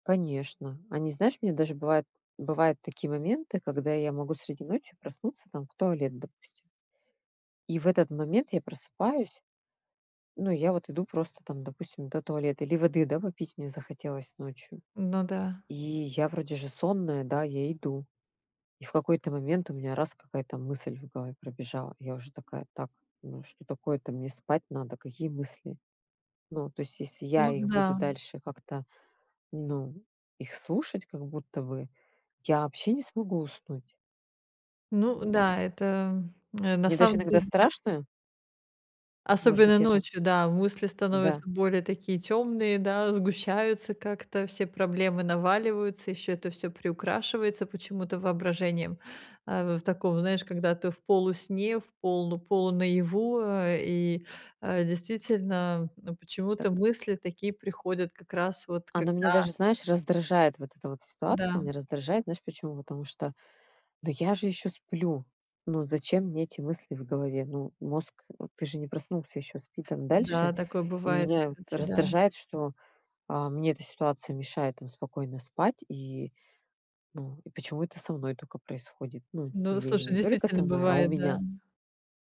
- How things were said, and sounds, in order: other background noise; grunt
- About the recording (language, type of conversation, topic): Russian, advice, Как я могу относиться к мыслям как к временным явлениям?